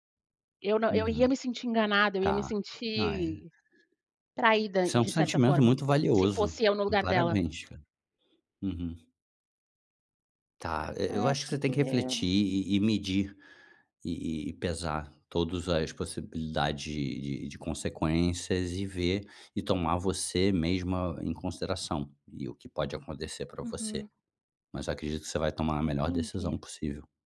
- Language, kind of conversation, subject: Portuguese, advice, Como dar feedback construtivo a um colega de trabalho?
- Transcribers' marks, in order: tapping; other background noise